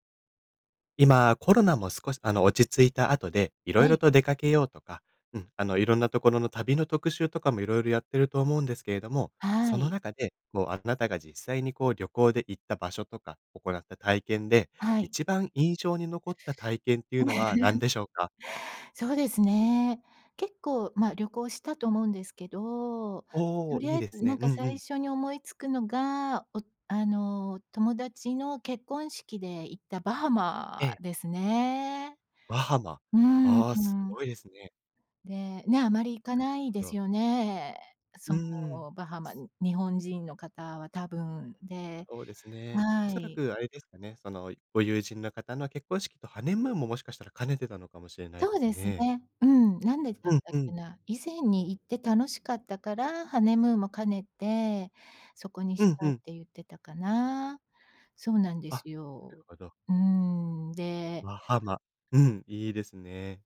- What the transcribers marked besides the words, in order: laugh; other background noise; other noise
- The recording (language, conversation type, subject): Japanese, podcast, 旅行で一番印象に残った体験は何ですか？